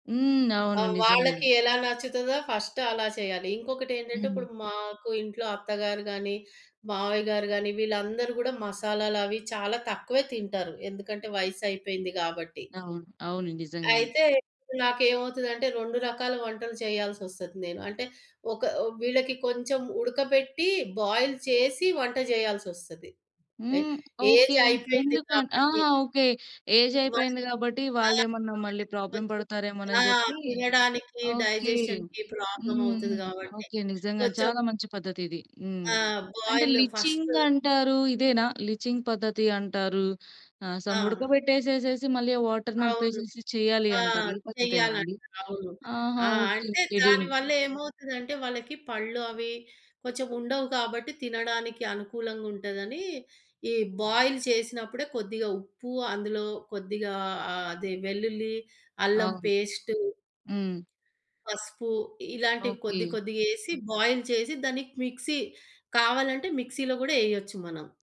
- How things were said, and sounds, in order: in English: "ఫస్ట్"; other background noise; in English: "బాయిల్"; in English: "ఏజ్"; in English: "ఏజ్"; in English: "ప్రాబ్లమ్"; in English: "డైజెషన్‌కి ప్రాబ్లమ్"; in English: "లిచింగ్"; in English: "లిచింగ్"; in English: "సమ్"; in English: "వాటర్"; in English: "బాయిల్"; in English: "బాయిల్"; in English: "మిక్సీ"; in English: "మిక్సీలో"
- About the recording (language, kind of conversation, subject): Telugu, podcast, మీ కుటుంబ వంటశైలి మీ జీవితాన్ని ఏ విధంగా ప్రభావితం చేసిందో చెప్పగలరా?